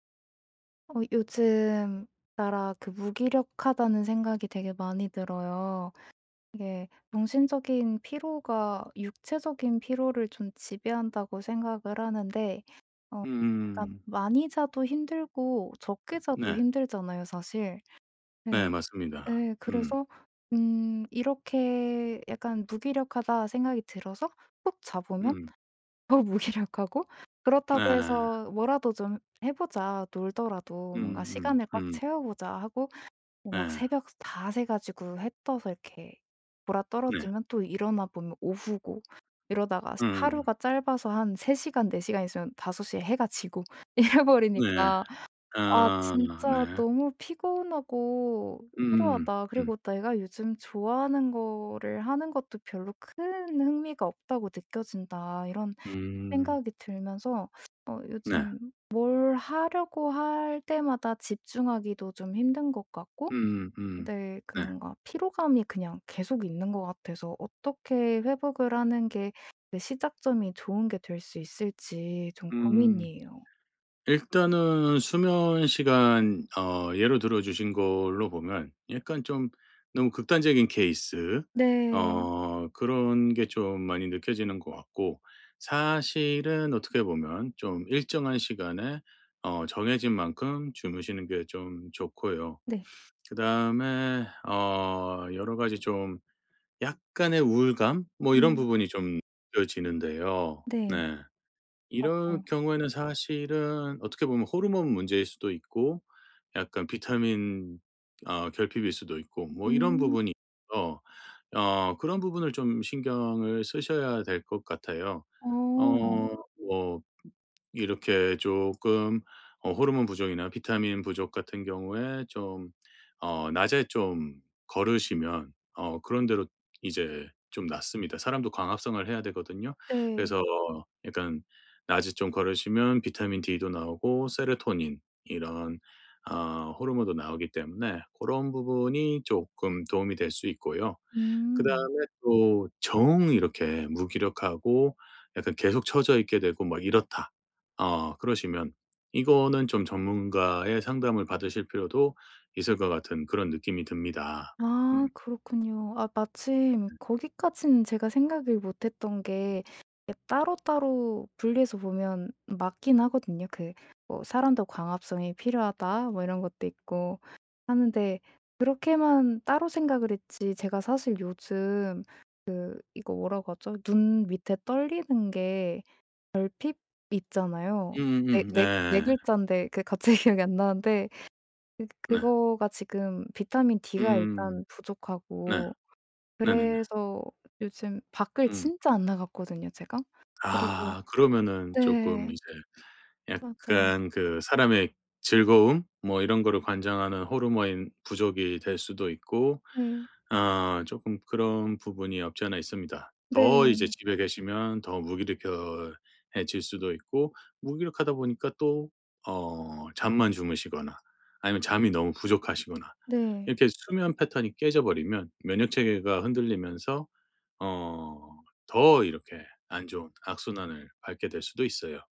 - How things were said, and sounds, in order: other background noise; tapping; laughing while speaking: "무기력하고"; laughing while speaking: "이래"; background speech; laughing while speaking: "갑자기"
- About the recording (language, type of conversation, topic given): Korean, advice, 정신적 피로 때문에 깊은 집중이 어려울 때 어떻게 회복하면 좋을까요?